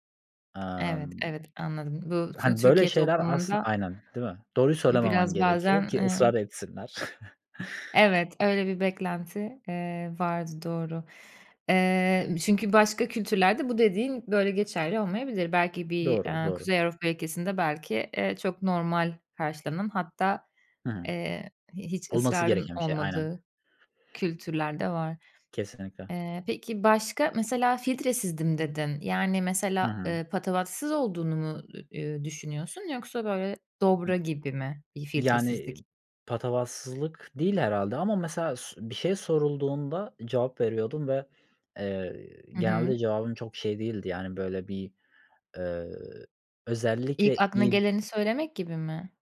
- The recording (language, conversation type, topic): Turkish, podcast, Sence doğruyu söylemenin sosyal bir bedeli var mı?
- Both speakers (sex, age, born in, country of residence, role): female, 30-34, Turkey, Germany, host; male, 25-29, Turkey, Germany, guest
- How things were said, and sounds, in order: tapping; chuckle; other background noise; other noise